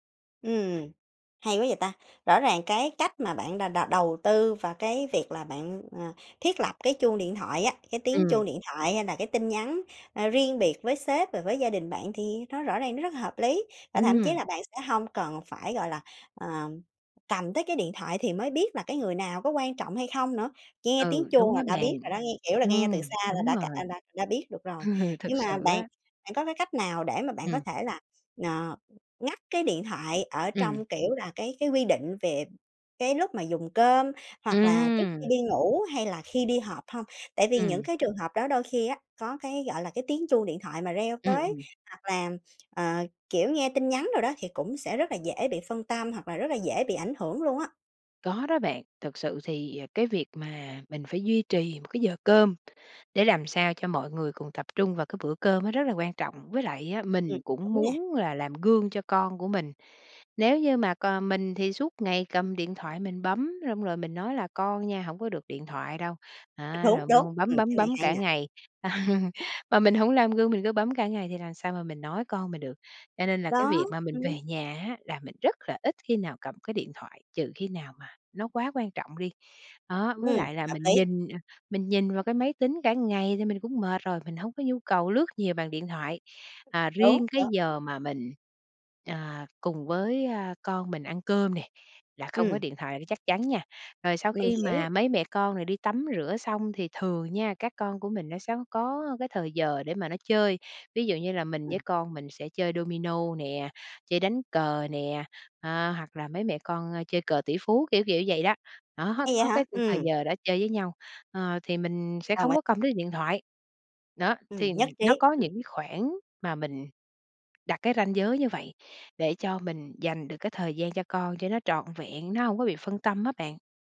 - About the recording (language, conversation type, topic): Vietnamese, podcast, Bạn đặt ranh giới với điện thoại như thế nào?
- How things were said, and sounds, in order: other background noise; background speech; laugh; tsk; tapping; laugh